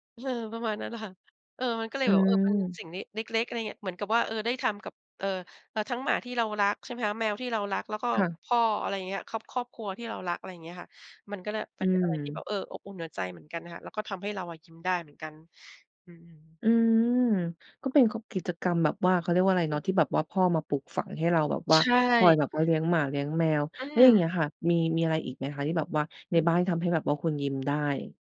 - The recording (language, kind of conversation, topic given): Thai, podcast, เล่าความทรงจำเล็กๆ ในบ้านที่ทำให้คุณยิ้มได้หน่อย?
- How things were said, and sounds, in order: none